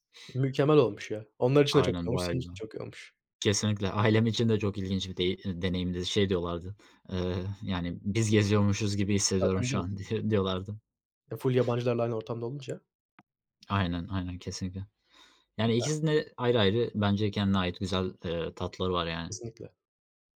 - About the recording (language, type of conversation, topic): Turkish, unstructured, En unutulmaz aile tatiliniz hangisiydi?
- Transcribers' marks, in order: tapping; other background noise; unintelligible speech; laughing while speaking: "diye"; unintelligible speech